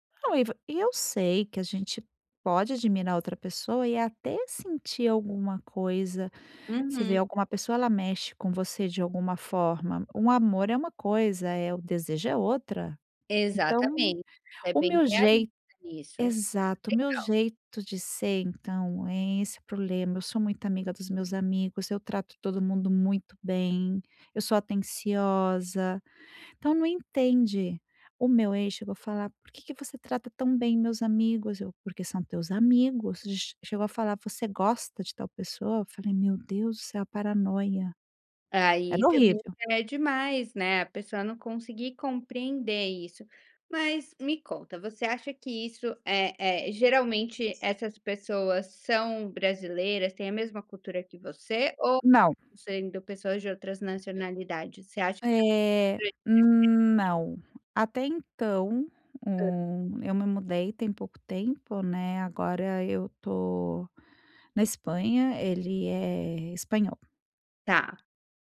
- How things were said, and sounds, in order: tapping; other background noise; unintelligible speech
- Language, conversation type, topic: Portuguese, advice, Como posso comunicar meus limites e necessidades ao iniciar um novo relacionamento?